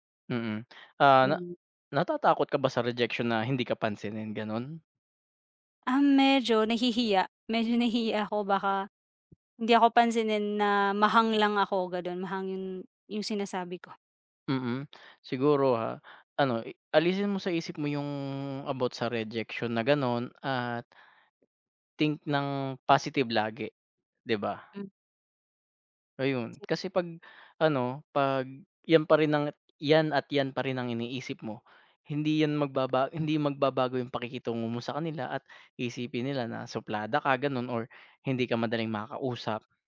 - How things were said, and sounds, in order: tapping; other background noise
- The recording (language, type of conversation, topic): Filipino, advice, Paano ako makikipagkapwa nang maayos sa bagong kapitbahay kung magkaiba ang mga gawi namin?